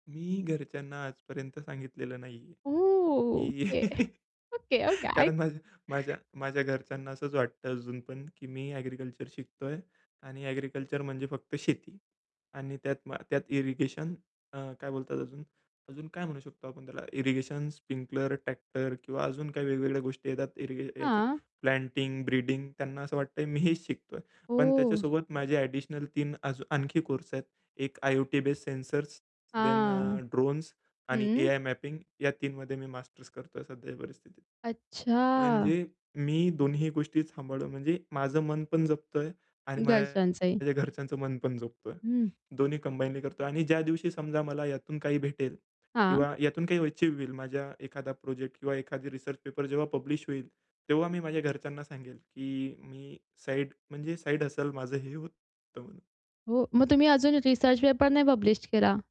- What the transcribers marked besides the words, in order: static; chuckle; drawn out: "ओके"; in English: "इरिगेशन, स्प्रिंकलर"; in English: "प्लांटिंग, ब्रीडिंग"; in English: "देन"; drawn out: "अच्छा"; tapping; distorted speech; in English: "रिसर्च"; in English: "रिसर्च"
- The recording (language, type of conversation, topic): Marathi, podcast, अपयशानंतर पुढचं पाऊल ठरवताना काय महत्त्वाचं असतं?